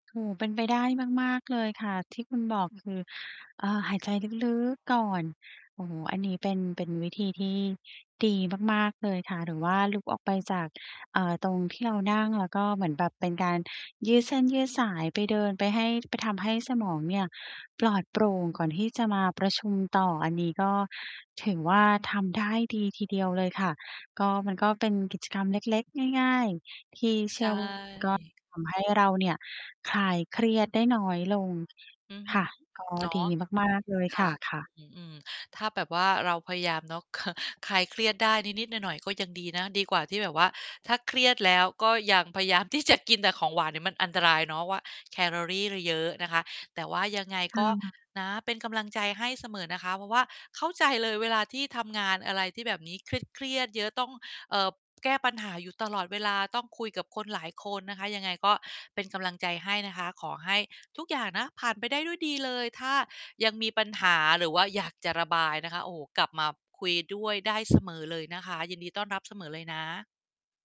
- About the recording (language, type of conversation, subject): Thai, advice, ทำไมฉันถึงยังตอบสนองต่อความเครียดแบบเดิมๆ อยู่?
- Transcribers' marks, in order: tapping; stressed: "ลึก"; distorted speech; laughing while speaking: "เขอะ"; laughing while speaking: "ที่จะ"; laughing while speaking: "เลย"; mechanical hum